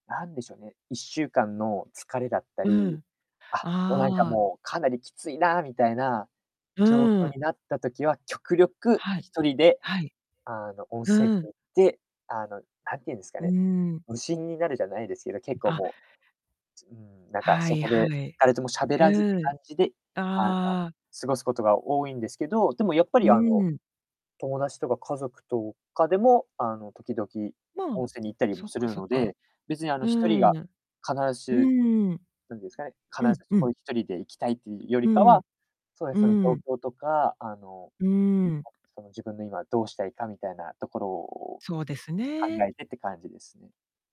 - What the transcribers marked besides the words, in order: static; tapping; other background noise
- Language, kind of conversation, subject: Japanese, podcast, 普段、ストレスを解消するために何をしていますか？